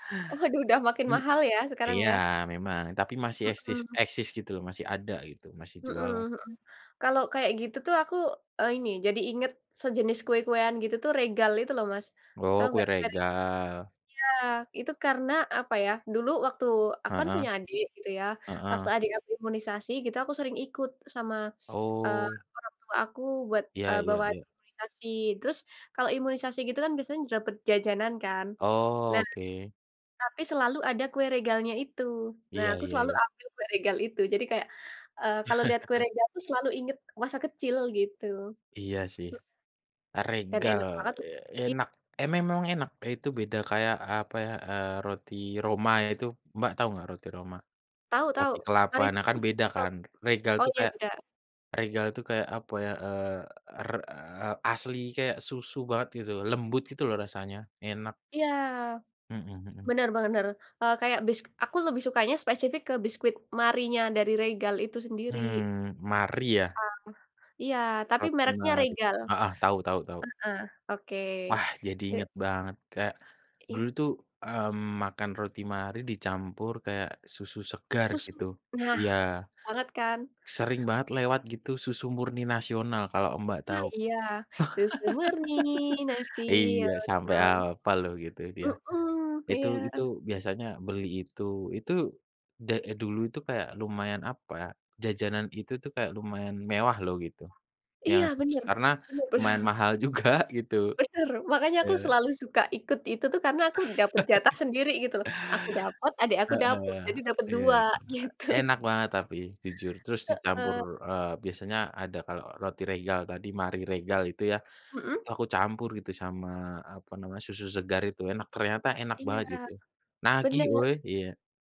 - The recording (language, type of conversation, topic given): Indonesian, unstructured, Bagaimana makanan memengaruhi kenangan masa kecilmu?
- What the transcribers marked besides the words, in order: laughing while speaking: "Waduh"; chuckle; tapping; laughing while speaking: "Roma"; other background noise; "benar" said as "berner"; laugh; singing: "Susu Murni Nasional"; laughing while speaking: "bener"; laughing while speaking: "juga"; laughing while speaking: "Benar"; laugh; laughing while speaking: "gitu"